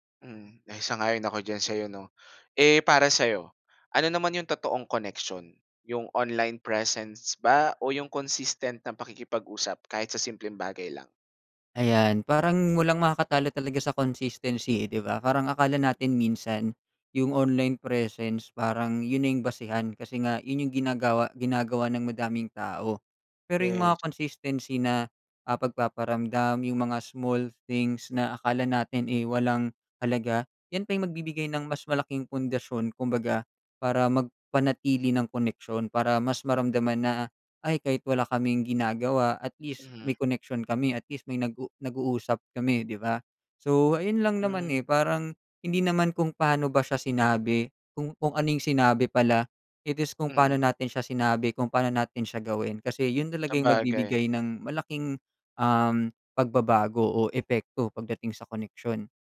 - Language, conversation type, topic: Filipino, podcast, Ano ang papel ng midyang panlipunan sa pakiramdam mo ng pagkakaugnay sa iba?
- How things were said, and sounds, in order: other background noise; tapping